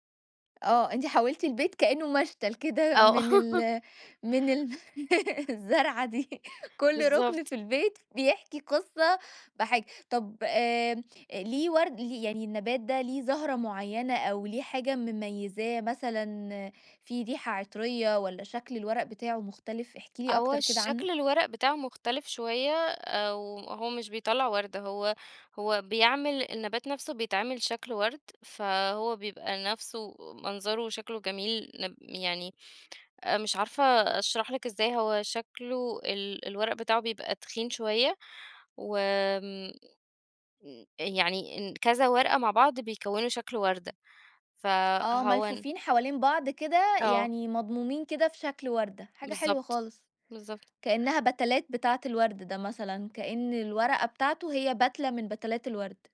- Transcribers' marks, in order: laughing while speaking: "كده"; laugh; laughing while speaking: "من ال الزرعة دي"; laugh; other background noise
- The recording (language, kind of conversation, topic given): Arabic, podcast, إيه النشاط اللي بترجع له لما تحب تهدأ وتفصل عن الدنيا؟